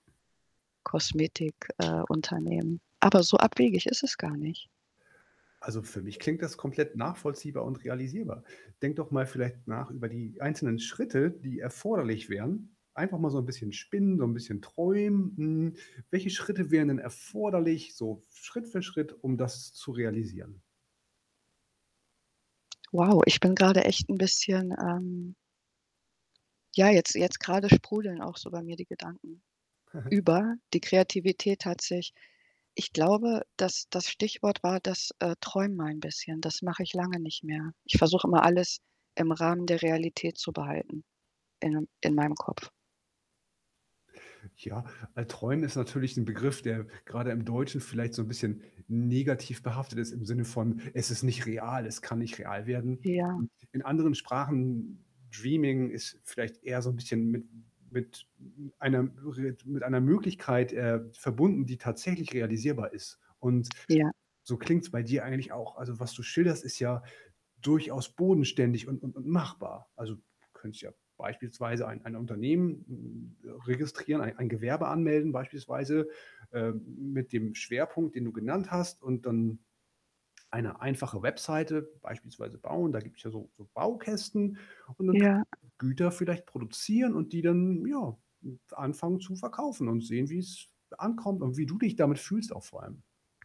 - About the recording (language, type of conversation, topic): German, advice, Wie hast du nach einem Rückschlag oder Misserfolg einen Motivationsverlust erlebt?
- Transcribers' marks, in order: other background noise; static; distorted speech; chuckle; in English: "dreaming"; unintelligible speech